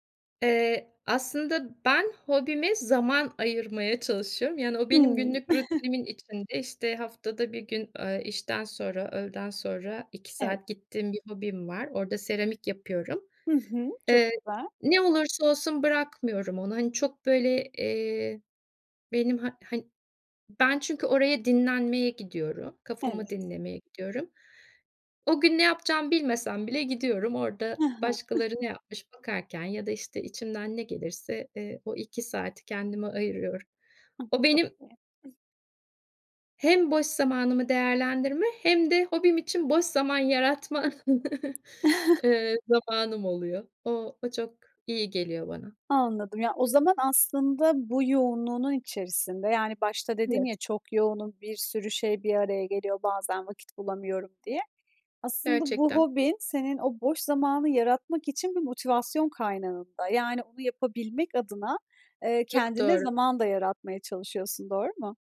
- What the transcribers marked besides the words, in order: chuckle; other background noise; giggle; other noise; unintelligible speech; giggle; chuckle
- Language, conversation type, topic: Turkish, podcast, Boş zamanlarını değerlendirirken ne yapmayı en çok seversin?